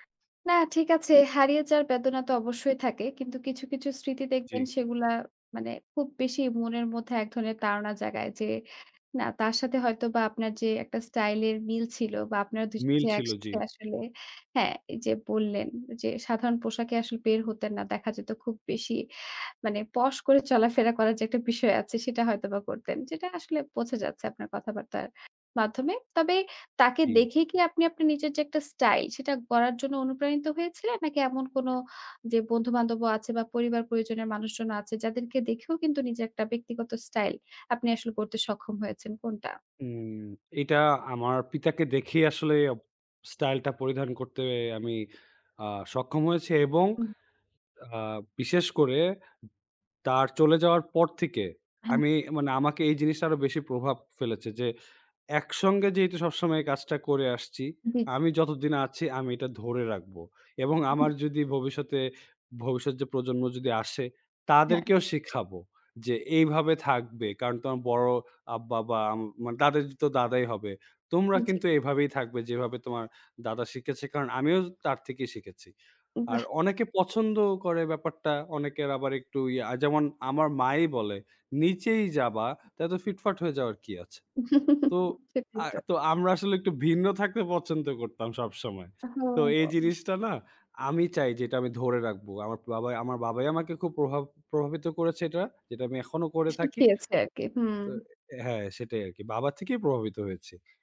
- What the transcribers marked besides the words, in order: in English: "posh"; laughing while speaking: "চলাফেরা করার যে একটা বিষয়"; other background noise; chuckle; tapping
- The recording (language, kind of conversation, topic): Bengali, podcast, কোন অভিজ্ঞতা তোমার ব্যক্তিগত স্টাইল গড়তে সবচেয়ে বড় ভূমিকা রেখেছে?